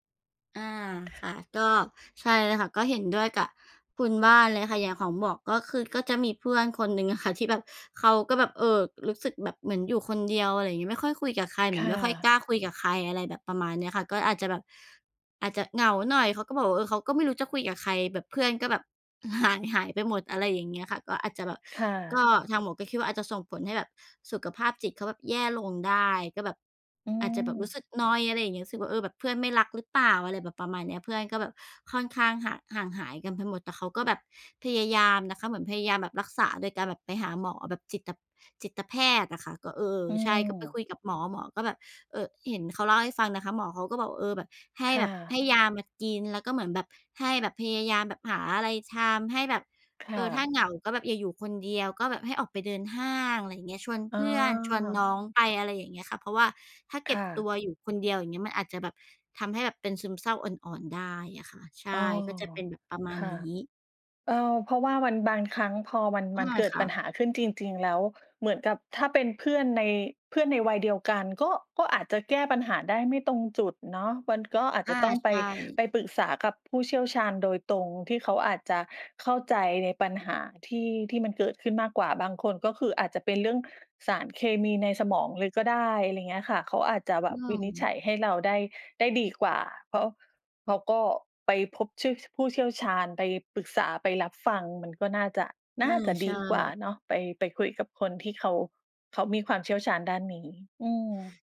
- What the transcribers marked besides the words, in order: other background noise
- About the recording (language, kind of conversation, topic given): Thai, unstructured, คุณคิดว่าความเหงาส่งผลต่อสุขภาพจิตอย่างไร?